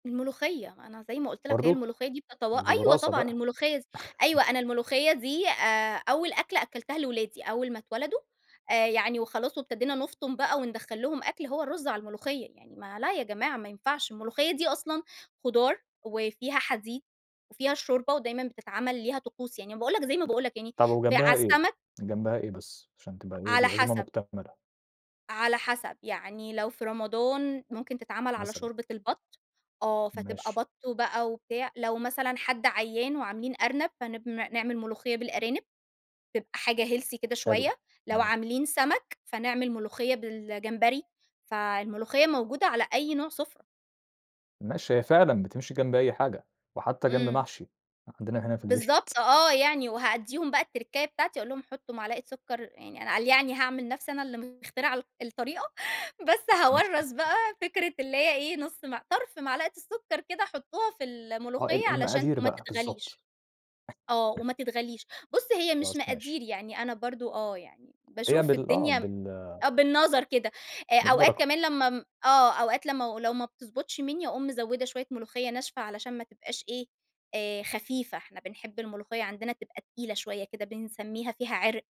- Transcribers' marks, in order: chuckle; tapping; in English: "healthy"; chuckle; in English: "التركّاية"; unintelligible speech; other noise
- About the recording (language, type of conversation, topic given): Arabic, podcast, إيه سرّ الأكلة العائلية اللي عندكم بقالها سنين؟